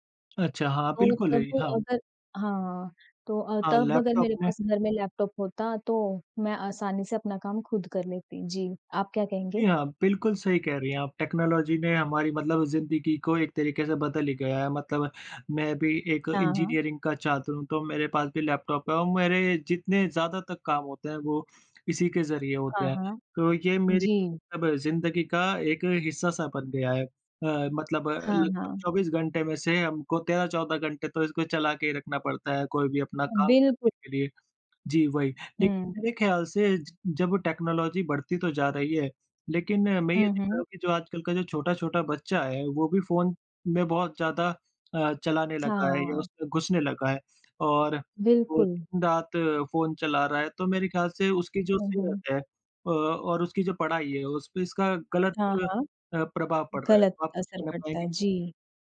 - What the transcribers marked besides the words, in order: in English: "टेक्नोलॉज़ी"; in English: "इंजीनियरिंग"; in English: "टेक्नोलॉज़ी"; tapping
- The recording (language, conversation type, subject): Hindi, unstructured, आपके लिए तकनीक ने दिनचर्या कैसे बदली है?